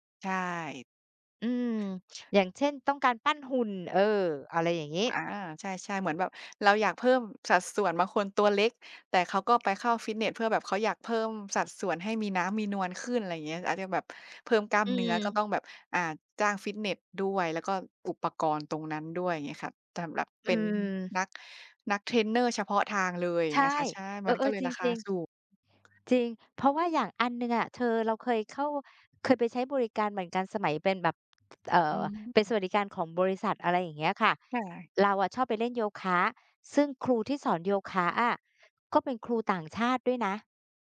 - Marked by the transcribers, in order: tapping
- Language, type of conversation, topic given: Thai, unstructured, ทำไมค่าบริการฟิตเนสถึงแพงจนคนทั่วไปเข้าถึงได้ยาก?